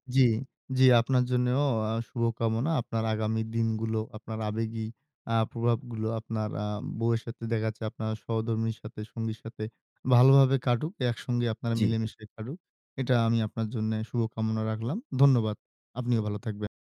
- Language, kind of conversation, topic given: Bengali, advice, কঠিন সময়ে আমি কীভাবে আমার সঙ্গীকে আবেগীয় সমর্থন দিতে পারি?
- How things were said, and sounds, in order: none